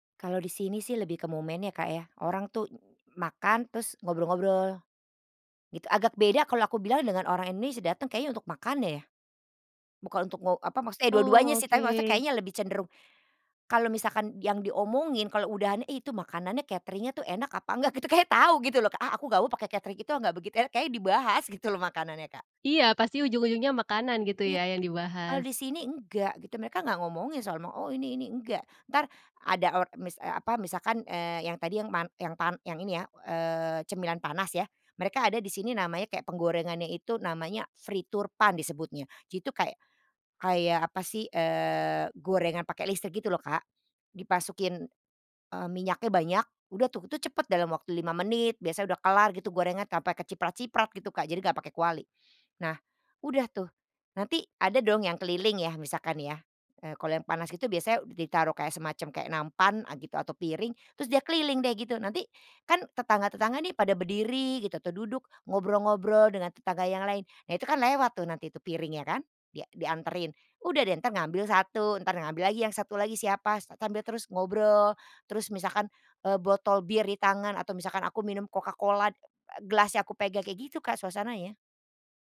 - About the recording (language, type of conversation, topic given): Indonesian, podcast, Makanan apa yang paling sering membuat warga di lingkunganmu berkumpul dan jadi lebih rukun?
- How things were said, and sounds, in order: laughing while speaking: "Gitu"; in Dutch: "frituurpan"